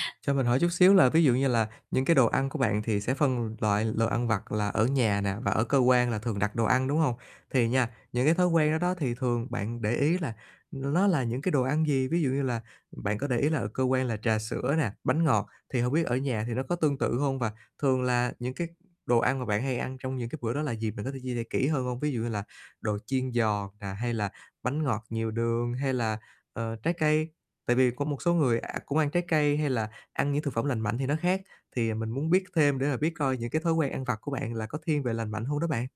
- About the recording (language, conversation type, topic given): Vietnamese, advice, Làm sao để phân biệt đói thật với thói quen ăn?
- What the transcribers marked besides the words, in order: tapping; other noise